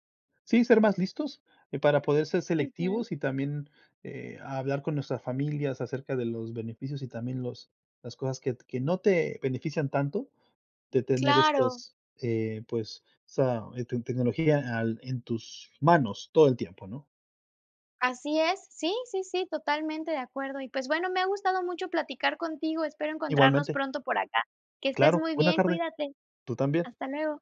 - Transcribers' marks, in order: none
- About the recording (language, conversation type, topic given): Spanish, unstructured, ¿Cómo crees que la tecnología ha cambiado nuestra forma de comunicarnos?
- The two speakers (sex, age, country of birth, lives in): female, 35-39, Mexico, Germany; male, 40-44, Mexico, United States